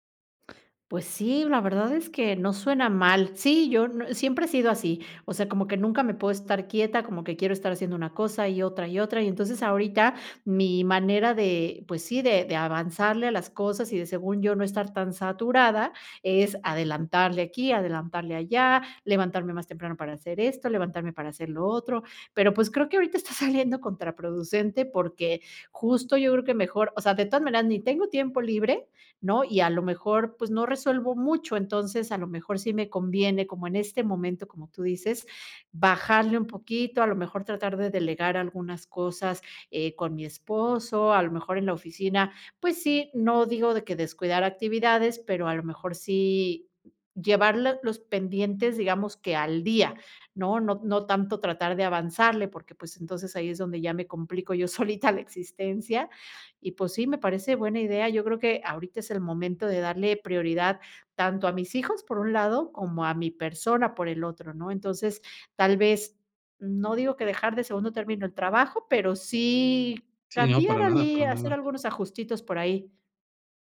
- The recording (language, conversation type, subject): Spanish, advice, ¿Cómo has descuidado tu salud al priorizar el trabajo o cuidar a otros?
- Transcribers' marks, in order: other noise; chuckle; laughing while speaking: "solita la existencia"